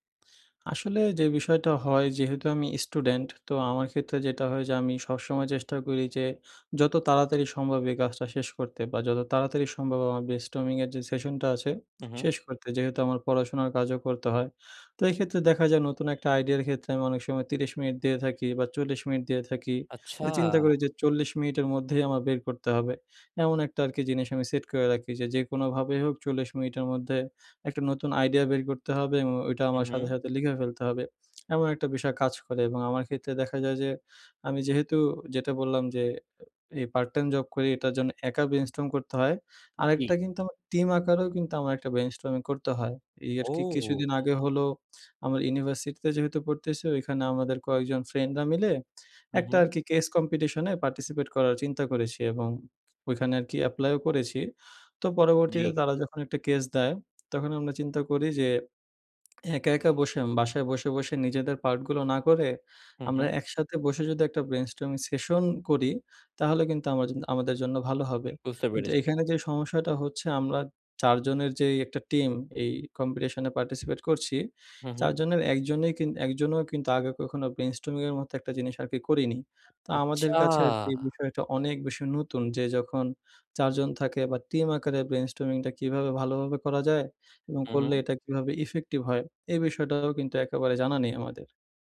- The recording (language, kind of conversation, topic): Bengali, advice, ব্রেইনস্টর্মিং সেশনে আইডিয়া ব্লক দ্রুত কাটিয়ে উঠে কার্যকর প্রতিক্রিয়া কীভাবে নেওয়া যায়?
- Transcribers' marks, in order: in English: "brainstorming"; horn; in English: "brainstorm"; in English: "brainstorming"; in English: "case competition"; lip smack